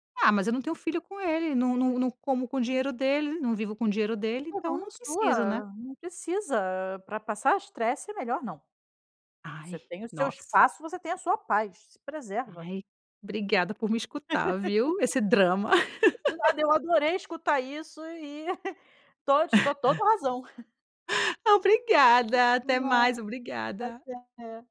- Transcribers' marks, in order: laugh; laugh
- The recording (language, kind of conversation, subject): Portuguese, advice, Como posso dividir de forma mais justa as responsabilidades domésticas com meu parceiro?